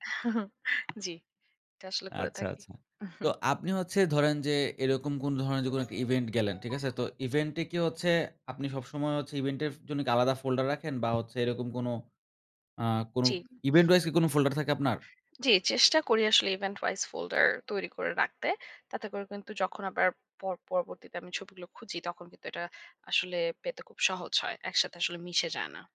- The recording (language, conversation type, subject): Bengali, podcast, ফটো ও ভিডিও গুছিয়ে রাখার সবচেয়ে সহজ ও কার্যকর উপায় কী?
- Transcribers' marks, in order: chuckle; tongue click; chuckle; other background noise; in English: "event wise"; in English: "folder"; in English: "event wise folder"